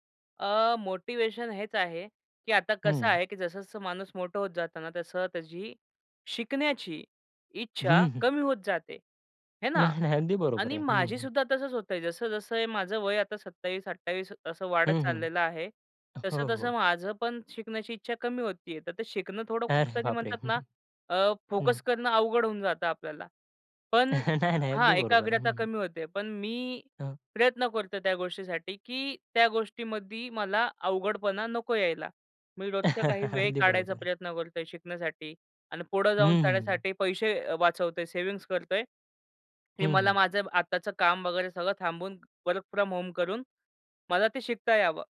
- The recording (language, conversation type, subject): Marathi, podcast, भविष्यात तुला काय नवीन शिकायचं आहे आणि त्यामागचं कारण काय आहे?
- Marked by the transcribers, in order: other background noise; laughing while speaking: "नाही"; other noise; laughing while speaking: "अरे बापरे!"; chuckle; chuckle; tapping; in English: "वर्क फ्रॉम होम"